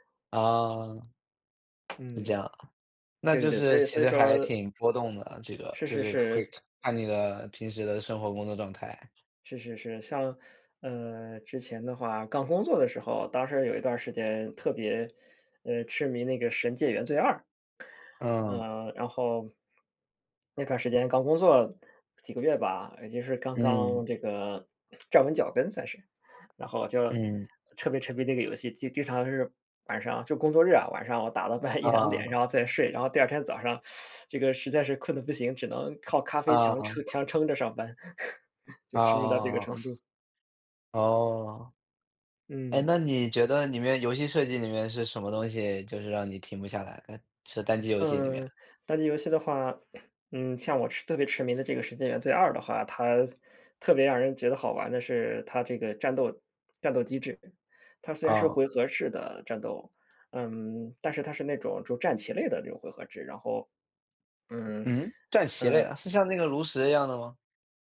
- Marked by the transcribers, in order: other background noise; teeth sucking; tapping; laughing while speaking: "半夜一两 点"; teeth sucking; chuckle; other noise
- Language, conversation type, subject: Chinese, unstructured, 你觉得玩游戏会让人上瘾吗？
- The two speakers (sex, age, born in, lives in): male, 25-29, China, Netherlands; male, 35-39, China, Germany